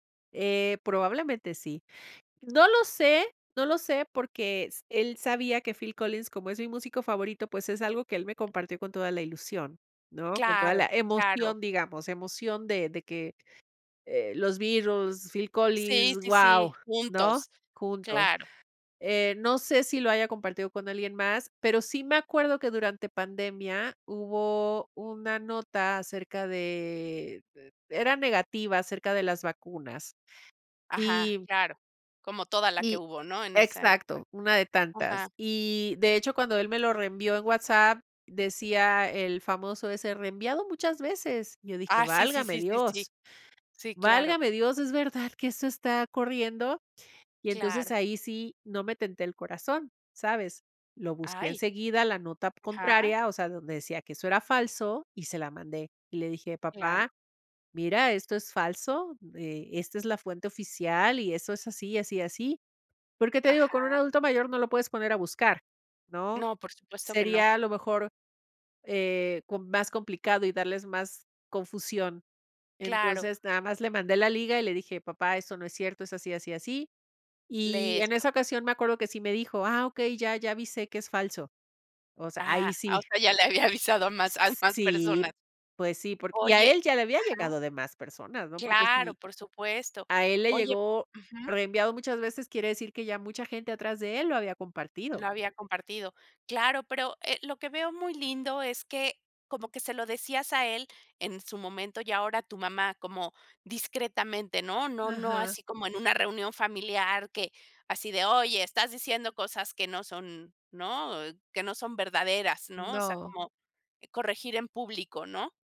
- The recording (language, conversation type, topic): Spanish, podcast, ¿Qué haces cuando ves información falsa en internet?
- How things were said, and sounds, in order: drawn out: "de"; other background noise; laughing while speaking: "le había avisado a más a más personas"